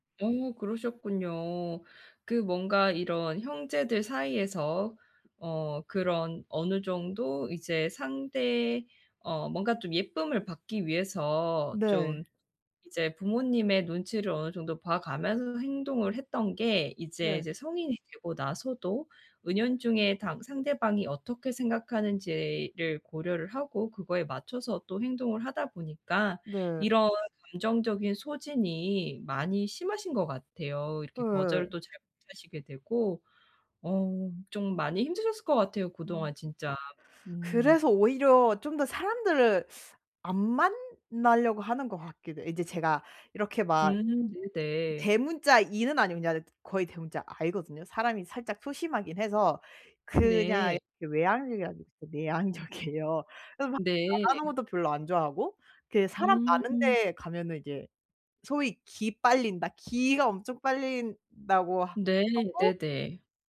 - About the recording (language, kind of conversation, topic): Korean, advice, 감정 소진 없이 원치 않는 조언을 정중히 거절하려면 어떻게 말해야 할까요?
- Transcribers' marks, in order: teeth sucking; other background noise; laughing while speaking: "내향적이에요"